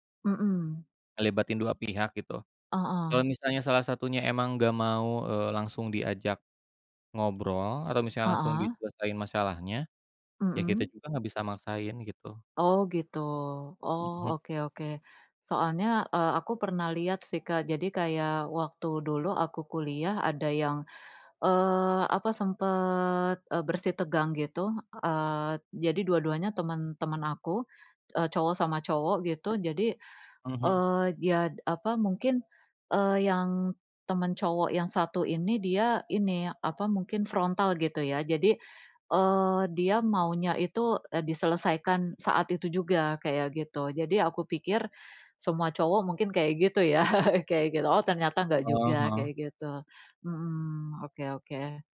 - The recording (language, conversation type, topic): Indonesian, unstructured, Apa yang membuat persahabatan bisa bertahan lama?
- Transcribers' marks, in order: tapping; other street noise; bird; laughing while speaking: "ya"